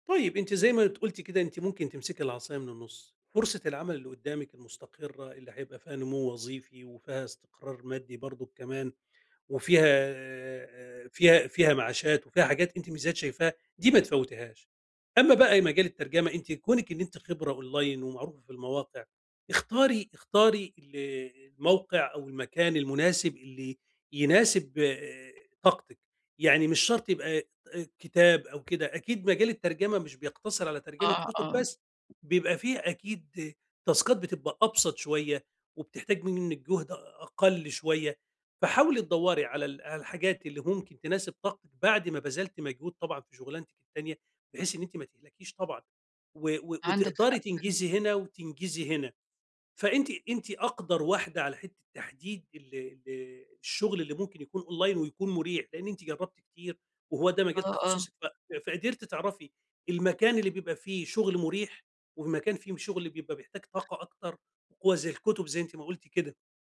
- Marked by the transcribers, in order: in English: "أونلاين"; tapping; in English: "تاسكات"; in English: "أونلاين"
- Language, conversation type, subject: Arabic, advice, إزاي أوازن بين إني أكمّل في شغل مستقر وبين إني أجرّب فرص شغل جديدة؟